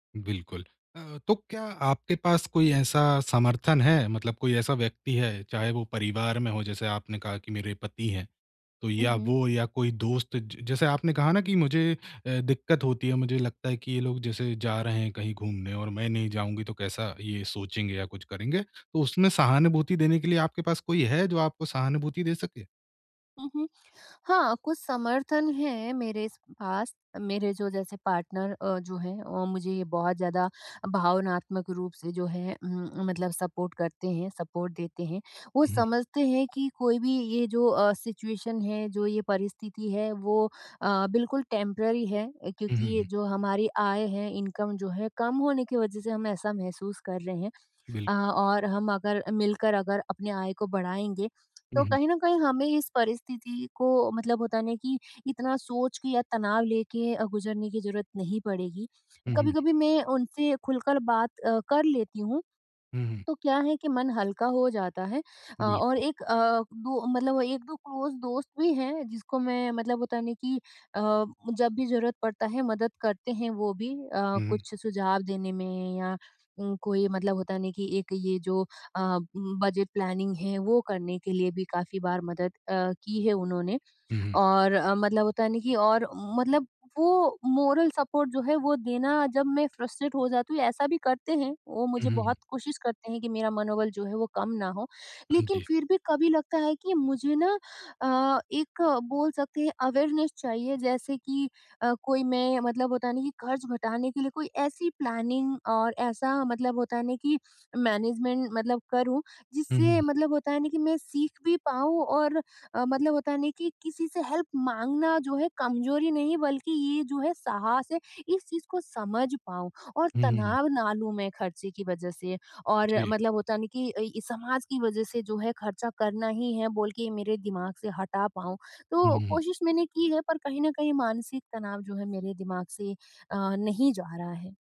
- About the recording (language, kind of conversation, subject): Hindi, advice, खर्च कम करते समय मानसिक तनाव से कैसे बचूँ?
- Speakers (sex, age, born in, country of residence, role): female, 30-34, India, India, user; male, 25-29, India, India, advisor
- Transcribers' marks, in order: in English: "पार्टनर"; in English: "सपोर्ट"; in English: "सपोर्ट"; in English: "सिचुएशन"; in English: "टेम्परेरी"; in English: "इनकम"; in English: "क्लोज़"; in English: "प्लानिंग"; in English: "मोरल सपोर्ट"; in English: "फ्रस्ट्रेट"; in English: "अवेयरनेस"; in English: "प्लानिंग"; in English: "मैनेजमेंट"; in English: "हेल्प"